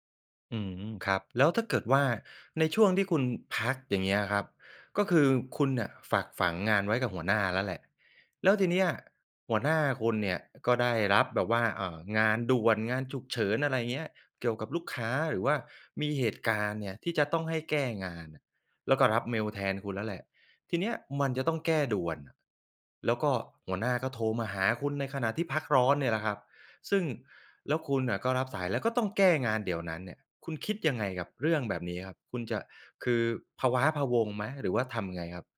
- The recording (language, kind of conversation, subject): Thai, podcast, คิดอย่างไรกับการพักร้อนที่ไม่เช็กเมล?
- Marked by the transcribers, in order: "พะว้าพะวัง" said as "พะว้าพะวง"